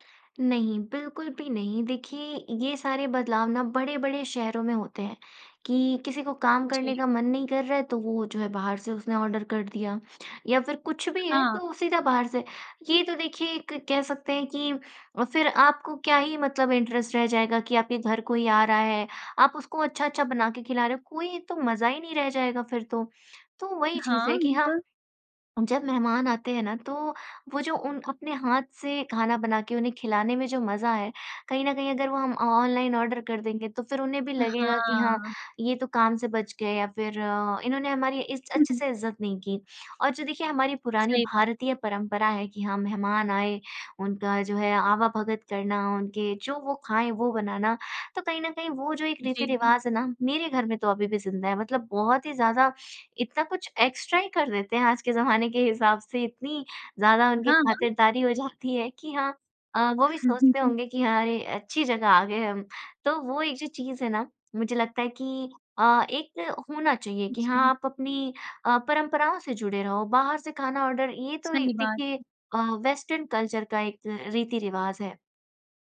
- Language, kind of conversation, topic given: Hindi, podcast, मेहमान आने पर आप आम तौर पर खाना किस क्रम में और कैसे परोसते हैं?
- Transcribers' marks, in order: in English: "ऑर्डर"; in English: "इंटरेस्ट"; in English: "ऑर्डर"; in English: "एक्सट्रा"; laughing while speaking: "जाती है"; chuckle; in English: "ऑर्डर"; in English: "वेस्टर्न कल्चर"